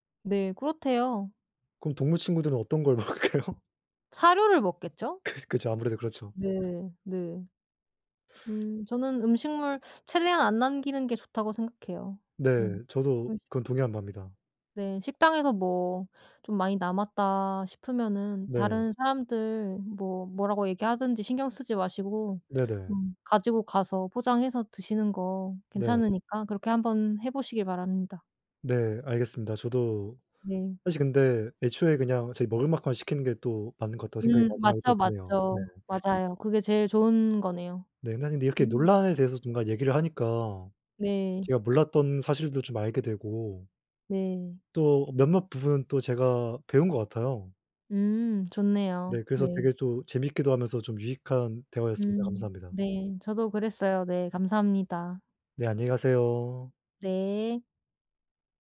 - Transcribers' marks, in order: laughing while speaking: "먹을까요?"; other background noise
- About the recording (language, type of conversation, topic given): Korean, unstructured, 식당에서 남긴 음식을 가져가는 게 왜 논란이 될까?